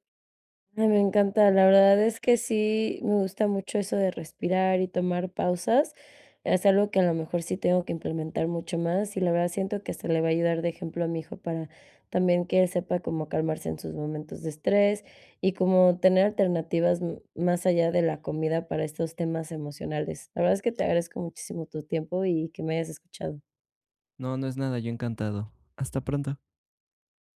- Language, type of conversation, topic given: Spanish, advice, ¿Cómo puedo controlar mis antojos y el hambre emocional?
- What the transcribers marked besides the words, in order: none